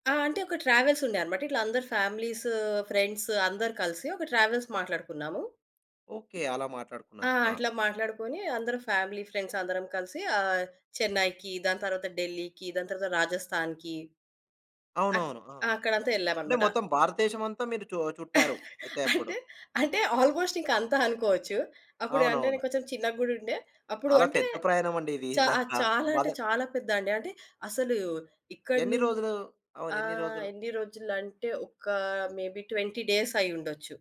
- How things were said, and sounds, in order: in English: "ఫ్యామిలీస్ ఫ్రెండ్స్"; in English: "ట్రావెల్స్"; other background noise; in English: "ఫ్యామిలీ ఫ్రెండ్స్"; chuckle; in English: "ఆల్‌మోస్ట్"; in English: "మేబి ట్వెంటీ డేస్"
- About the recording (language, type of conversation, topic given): Telugu, podcast, మీకు ఇప్పటికీ గుర్తుండిపోయిన ఒక ప్రయాణం గురించి చెప్పగలరా?